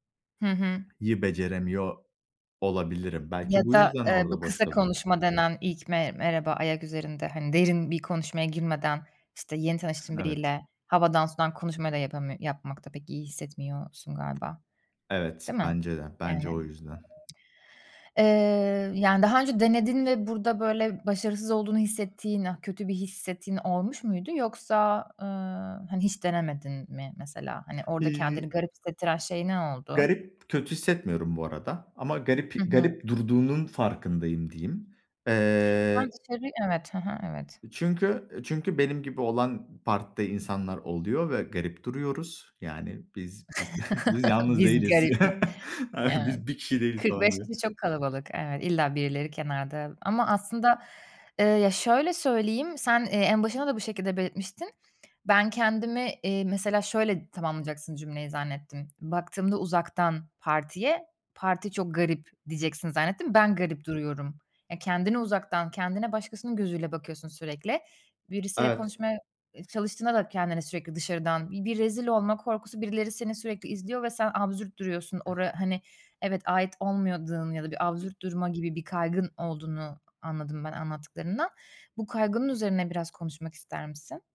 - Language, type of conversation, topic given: Turkish, advice, Kutlamalarda kendimi yalnız ve dışlanmış hissettiğimde ne yapmalıyım?
- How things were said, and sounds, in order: other background noise; tapping; laughing while speaking: "biz"; chuckle; laugh; laughing while speaking: "A, biz bir kişi değiliz, falan gibi"; "olmadığın" said as "olmuyadığın"